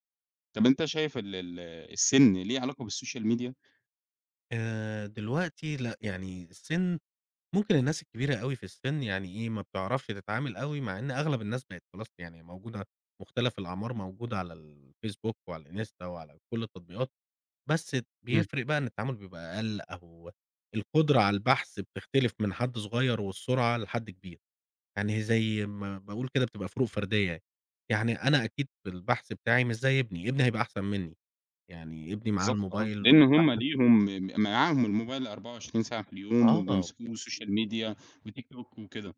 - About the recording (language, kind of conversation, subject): Arabic, podcast, إزاي السوشيال ميديا غيّرت طريقتك في اكتشاف حاجات جديدة؟
- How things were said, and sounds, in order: in English: "بالSocial Media؟"; other background noise; in English: "Social Media"